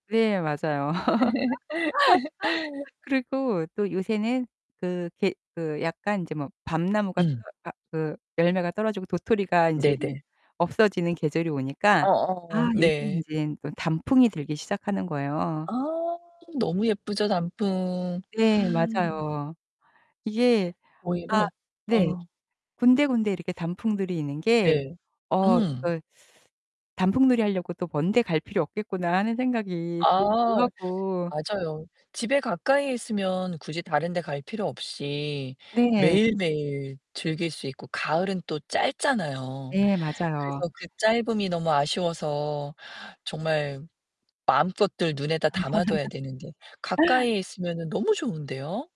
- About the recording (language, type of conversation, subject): Korean, podcast, 산책하다가 발견한 작은 기쁨을 함께 나눠주실래요?
- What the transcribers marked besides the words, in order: laugh; other background noise; tapping; distorted speech; static; laugh